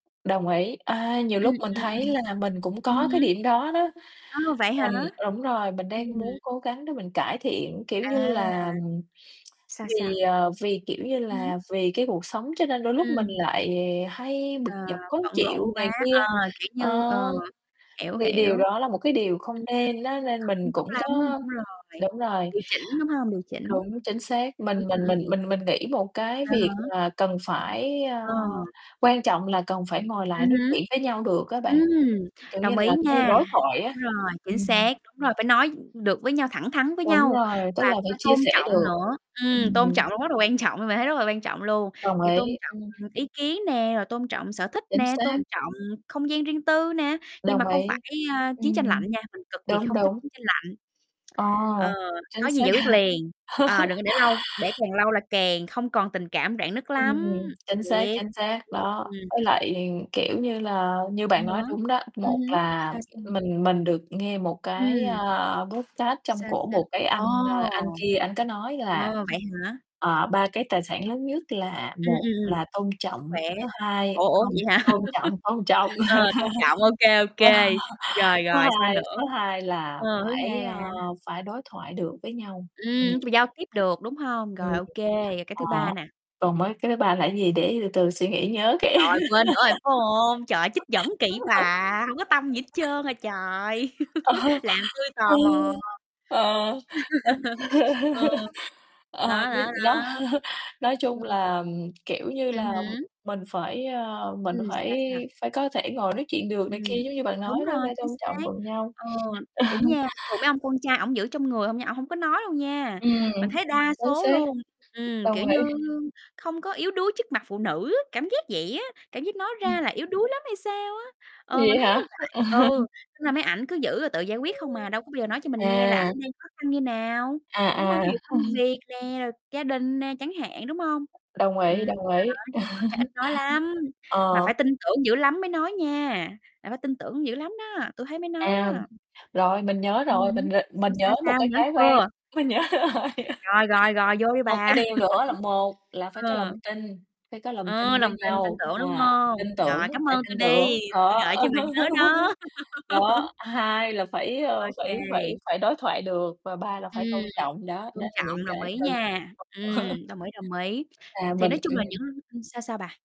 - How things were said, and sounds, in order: distorted speech; tsk; tapping; other background noise; laughing while speaking: "nha"; laugh; in English: "podcast"; chuckle; laugh; laughing while speaking: "Ờ"; laughing while speaking: "cái Ờ"; laugh; laughing while speaking: "ờ"; laugh; chuckle; laugh; laughing while speaking: "Ờ"; laugh; chuckle; chuckle; laughing while speaking: "mình nhớ rồi"; chuckle; laugh; laugh
- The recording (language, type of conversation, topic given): Vietnamese, unstructured, Làm thế nào để giữ lửa tình yêu lâu dài?